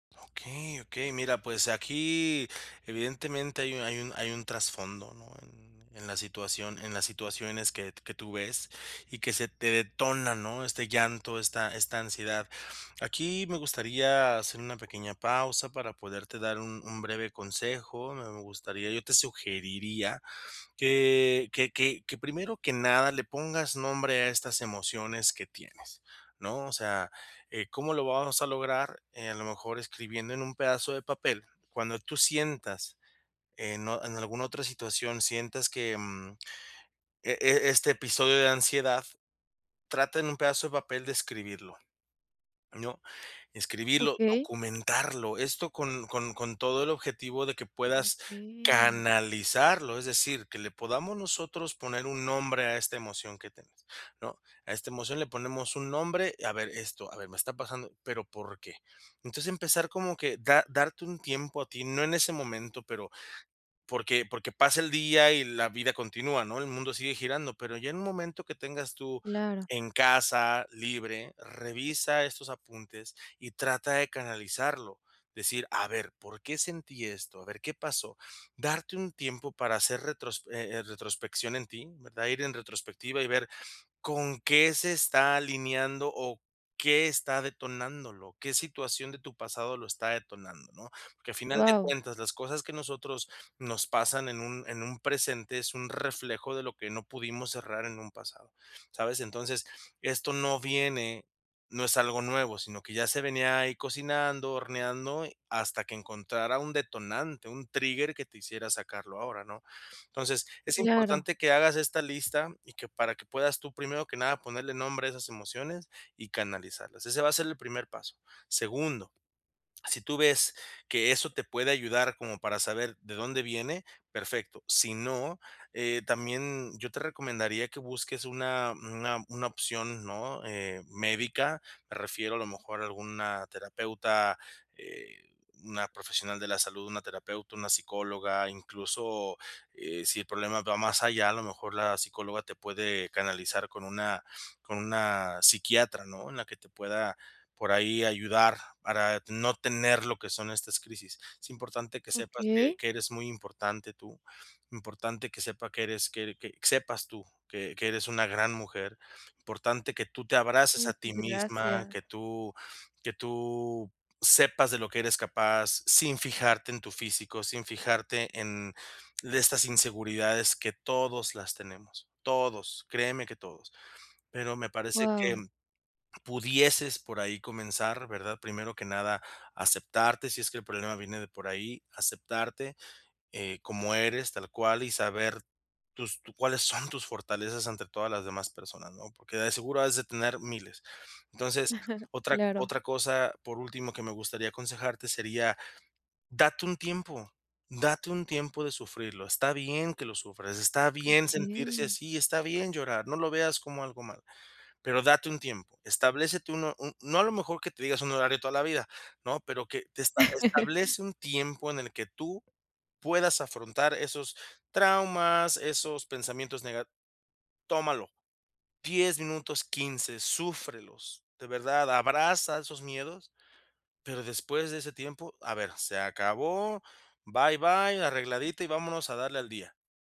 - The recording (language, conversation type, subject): Spanish, advice, ¿Cómo puedo manejar reacciones emocionales intensas en mi día a día?
- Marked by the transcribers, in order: chuckle; chuckle